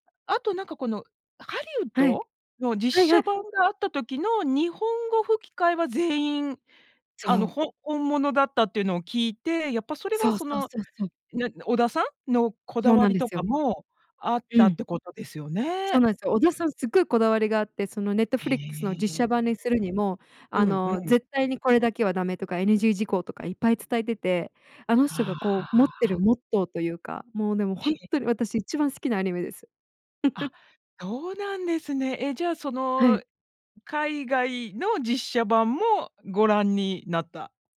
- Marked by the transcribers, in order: drawn out: "はあ"; chuckle
- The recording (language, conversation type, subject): Japanese, podcast, あなたの好きなアニメの魅力はどこにありますか？